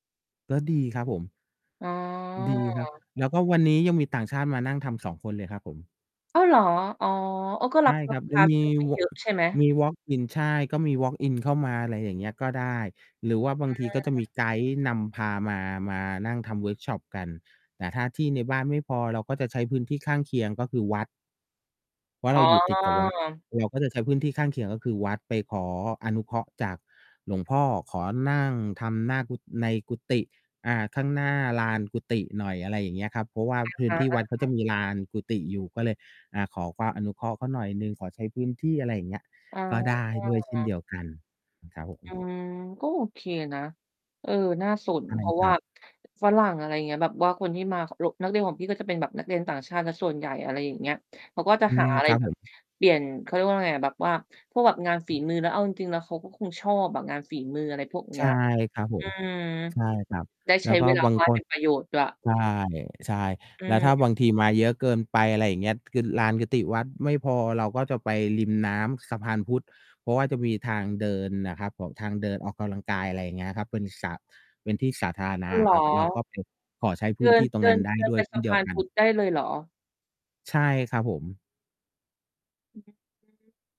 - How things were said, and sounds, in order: tapping; distorted speech; drawn out: "อ๋อ"; mechanical hum; drawn out: "อ๋อ"; other background noise
- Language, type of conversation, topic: Thai, unstructured, งานฝีมือแบบไหนที่คุณคิดว่าสนุกที่สุด?